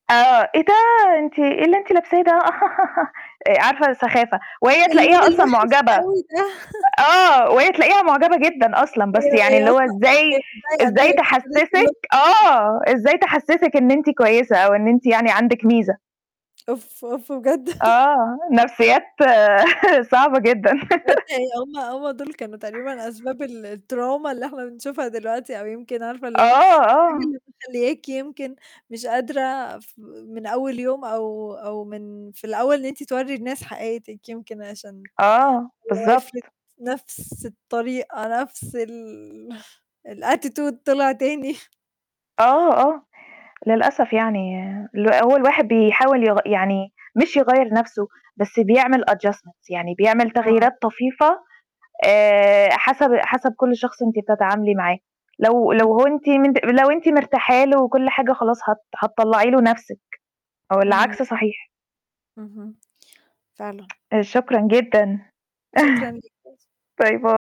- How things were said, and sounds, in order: put-on voice: "إيه ده أنتِ إيه اللي أنتِ لابساه ده"; laugh; laughing while speaking: "ده"; unintelligible speech; distorted speech; unintelligible speech; tapping; laugh; unintelligible speech; laugh; in English: "التروما"; unintelligible speech; in English: "الAttitude"; chuckle; in English: "Adjustment"; tsk; chuckle; unintelligible speech
- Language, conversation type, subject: Arabic, unstructured, إيه اللي بيخليك تحس إنك على طبيعتك أكتر؟